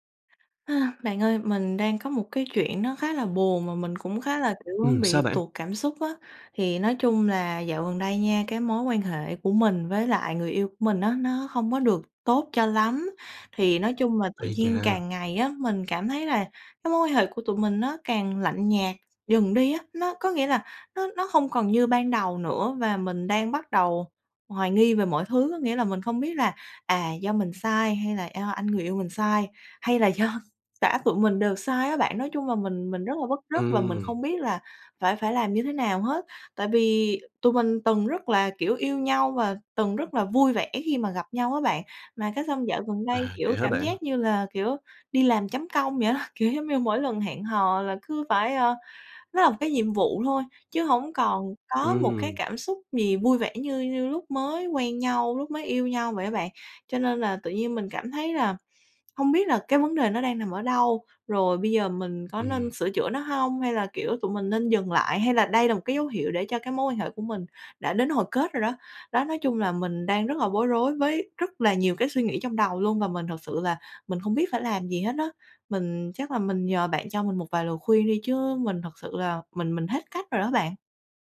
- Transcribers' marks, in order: tapping; laughing while speaking: "do"; laughing while speaking: "á. Kiểu"
- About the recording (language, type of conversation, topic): Vietnamese, advice, Tôi cảm thấy xa cách và không còn gần gũi với người yêu, tôi nên làm gì?